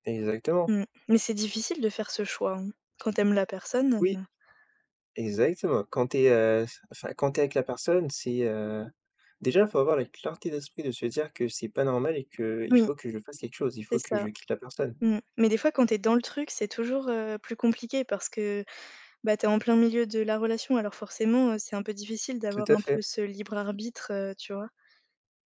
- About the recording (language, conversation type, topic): French, unstructured, Qu’apporte la communication à une relation amoureuse ?
- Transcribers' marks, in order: none